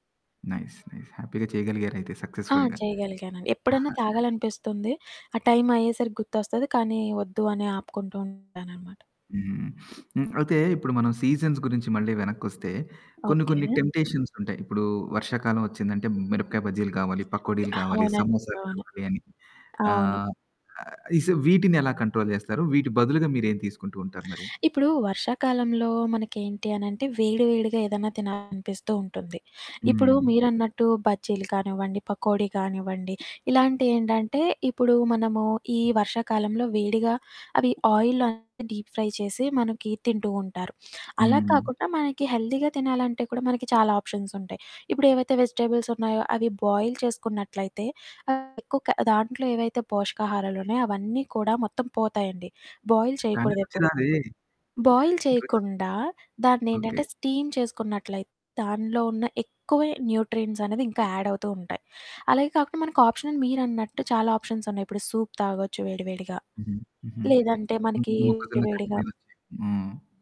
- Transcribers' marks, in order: in English: "నైస్. నైస్. హ్యాపీగా"; in English: "సక్సెస్‌ఫుల్‌గా"; other noise; distorted speech; sniff; in English: "సీజన్స్"; other background noise; in English: "కంట్రోల్"; in English: "ఆయిల్‌లో డీప్ ఫ్రై"; in English: "హెల్దీగా"; in English: "వెజిటబుల్స్"; in English: "బాయిల్"; in English: "బాయిల్"; in English: "బాయిల్"; in English: "స్టీమ్"; in English: "న్యూట్రియంట్స్"; in English: "యాడ్"; in English: "ఆప్షన్"; in English: "సూప్"
- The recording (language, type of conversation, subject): Telugu, podcast, సీజన్లు మారుతున్నప్పుడు మన ఆహార అలవాట్లు ఎలా మారుతాయి?